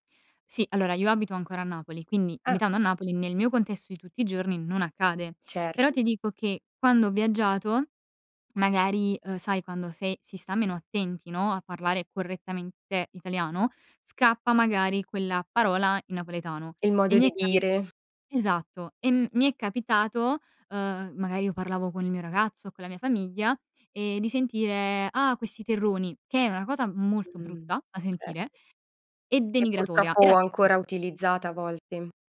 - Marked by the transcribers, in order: none
- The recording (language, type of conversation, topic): Italian, podcast, Come ti ha influenzato la lingua che parli a casa?